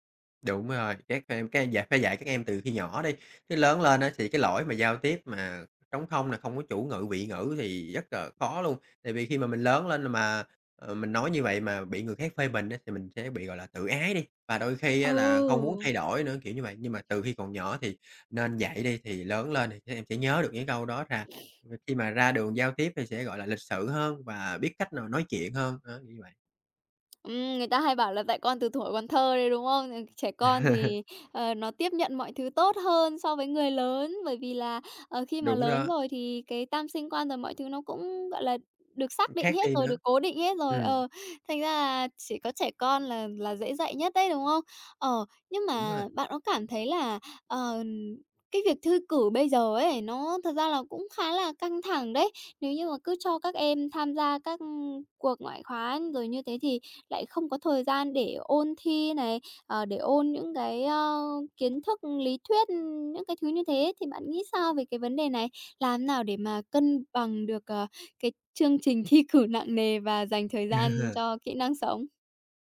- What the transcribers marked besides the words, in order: tapping; other noise; laugh; laughing while speaking: "thi cử"; laugh
- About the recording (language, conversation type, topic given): Vietnamese, podcast, Bạn nghĩ nhà trường nên dạy kỹ năng sống như thế nào?